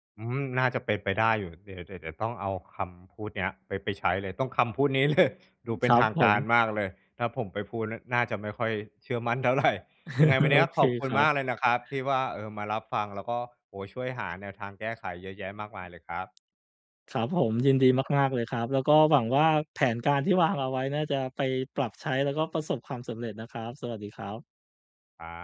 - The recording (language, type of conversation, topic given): Thai, advice, ฉันจะจัดกลุ่มงานที่คล้ายกันเพื่อช่วยลดการสลับบริบทและสิ่งรบกวนสมาธิได้อย่างไร?
- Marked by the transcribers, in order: laughing while speaking: "เลย"; laughing while speaking: "เท่าไร"; chuckle